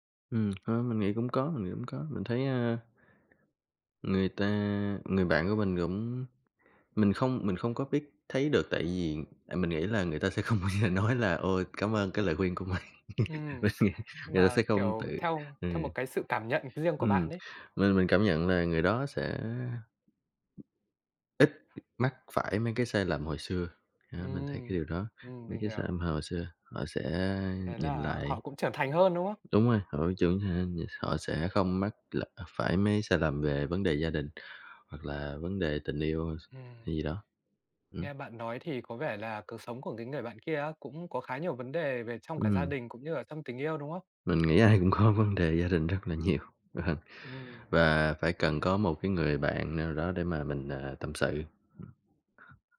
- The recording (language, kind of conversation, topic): Vietnamese, podcast, Bạn có thể kể về một tình bạn đã thay đổi bạn như thế nào không?
- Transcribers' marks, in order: tapping; other background noise; "cũng" said as "gũm"; laughing while speaking: "không bao giờ nói"; laughing while speaking: "mình, mình nghĩ"; laugh; unintelligible speech; other noise; laughing while speaking: "có"; laughing while speaking: "ờ"; cough